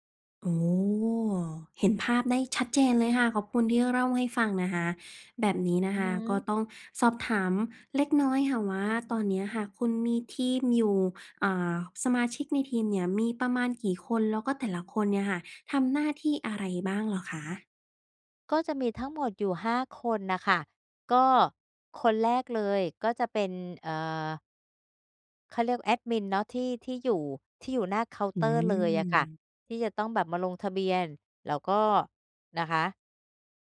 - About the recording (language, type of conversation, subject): Thai, advice, สร้างทีมที่เหมาะสมสำหรับสตาร์ทอัพได้อย่างไร?
- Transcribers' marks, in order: none